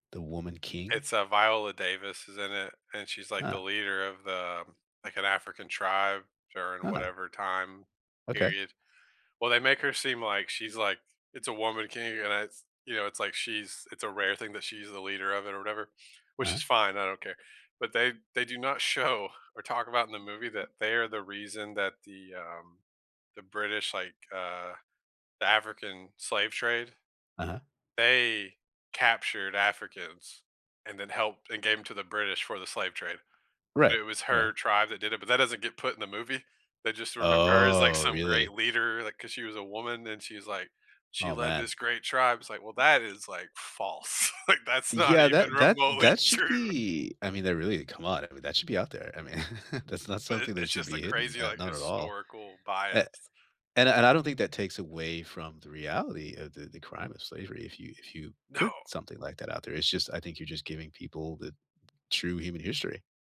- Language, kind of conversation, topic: English, unstructured, How should we remember controversial figures from history?
- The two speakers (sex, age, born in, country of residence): male, 35-39, United States, United States; male, 50-54, United States, United States
- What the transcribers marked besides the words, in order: laughing while speaking: "show"; drawn out: "Oh"; laughing while speaking: "like, that's not even remotely true"; laughing while speaking: "mean"; chuckle